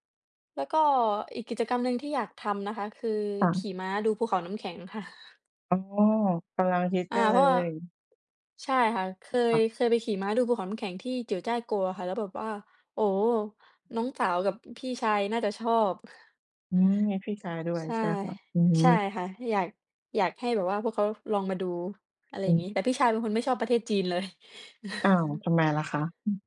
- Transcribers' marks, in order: tapping; other background noise; chuckle
- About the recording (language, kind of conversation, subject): Thai, unstructured, คุณเคยมีประสบการณ์สนุกๆ กับครอบครัวไหม?